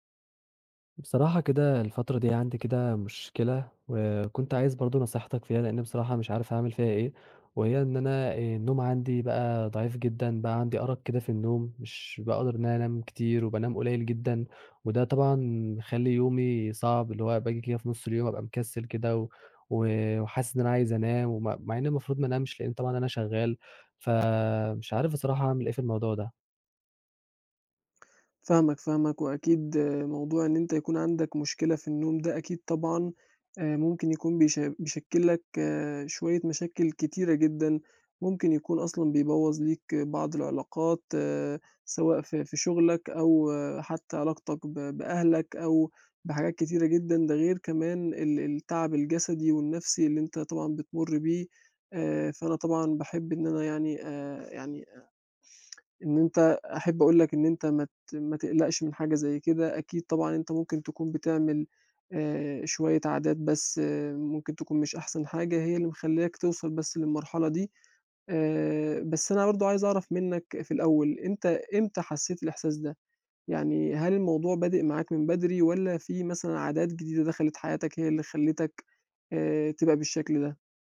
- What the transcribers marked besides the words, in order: tsk; tapping
- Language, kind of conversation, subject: Arabic, advice, إزاي أوصف مشكلة النوم والأرق اللي بتيجي مع الإجهاد المزمن؟